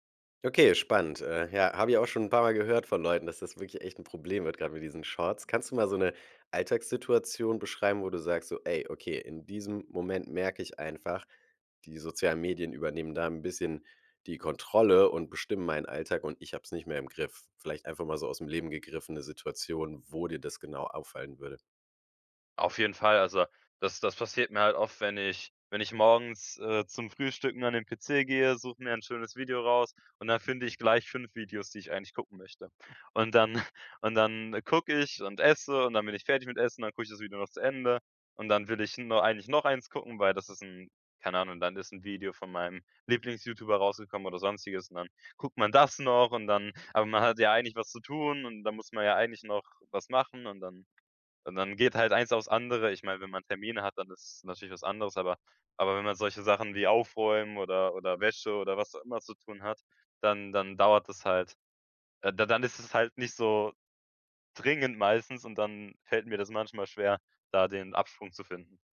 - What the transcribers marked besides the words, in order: chuckle; stressed: "das"; other background noise
- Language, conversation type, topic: German, podcast, Wie vermeidest du, dass Social Media deinen Alltag bestimmt?